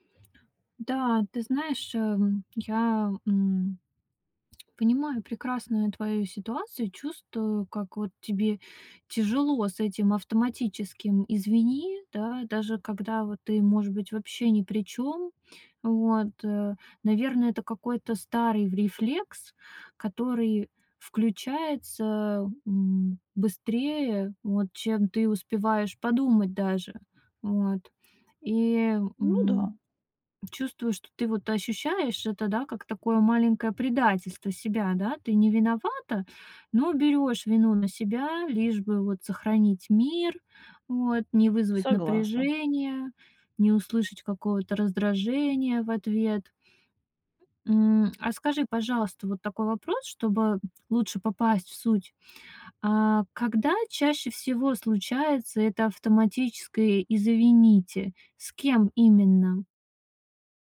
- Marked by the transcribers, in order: tapping; other background noise
- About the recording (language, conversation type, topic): Russian, advice, Почему я всегда извиняюсь, даже когда не виноват(а)?